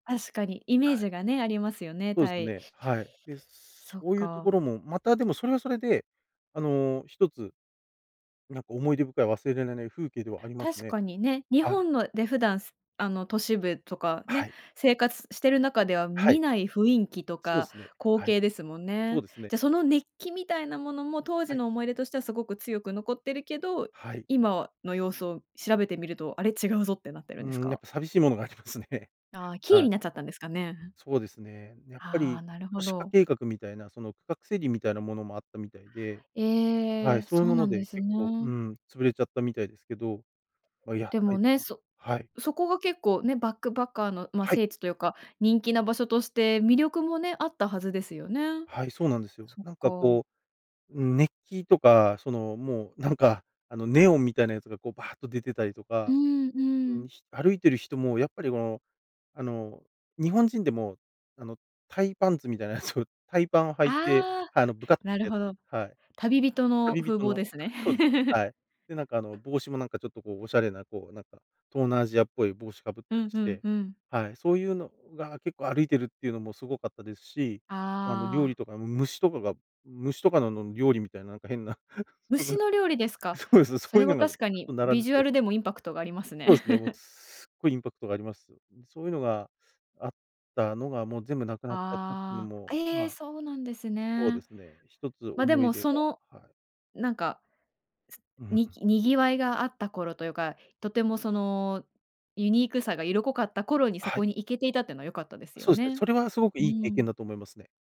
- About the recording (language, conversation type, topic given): Japanese, podcast, 忘れられない風景に出会ったときのことを教えていただけますか？
- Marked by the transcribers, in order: "雰囲気" said as "ふいんき"; laughing while speaking: "ありますね"; laughing while speaking: "やつを"; laugh; laugh; laughing while speaking: "そうです"; unintelligible speech; laugh